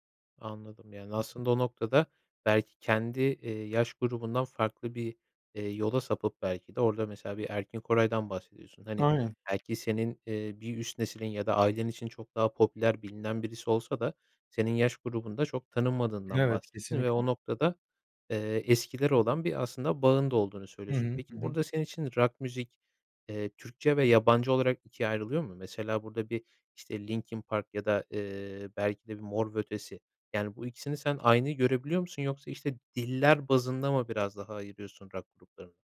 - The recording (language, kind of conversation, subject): Turkish, podcast, Müzik zevkin zaman içinde nasıl değişti ve bu değişimde en büyük etki neydi?
- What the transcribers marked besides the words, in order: tapping